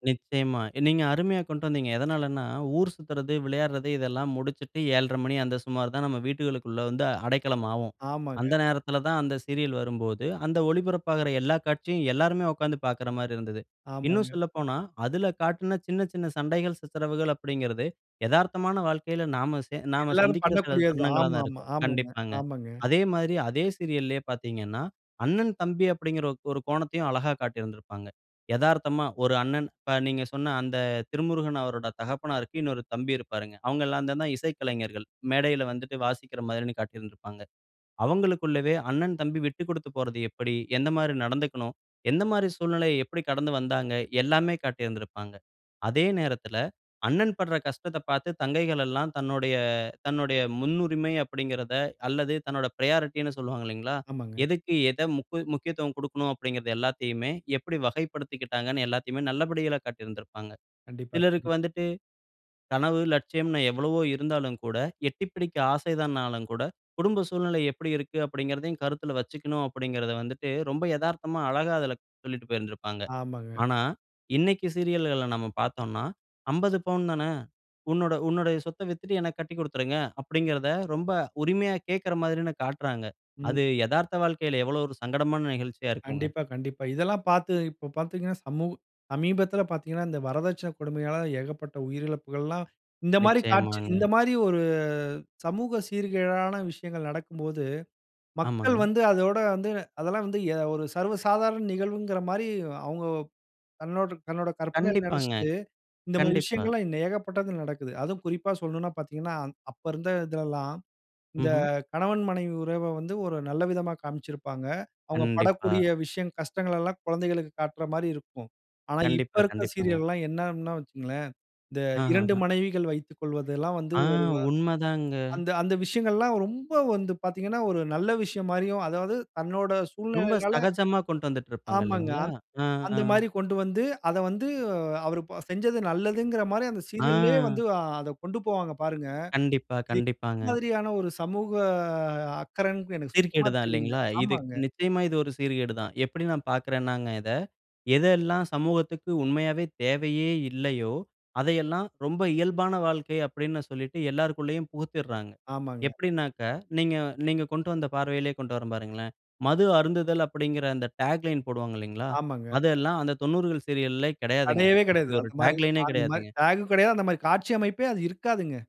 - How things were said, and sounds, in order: in English: "பிரையாரிட்டினு"; unintelligible speech; in English: "டேக் லைன்"; in English: "டாக் லைனே"
- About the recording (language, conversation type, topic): Tamil, podcast, சீரியல் கதைகளில் பெண்கள் எப்படி பிரதிபலிக்கப்படுகிறார்கள் என்று உங்கள் பார்வை என்ன?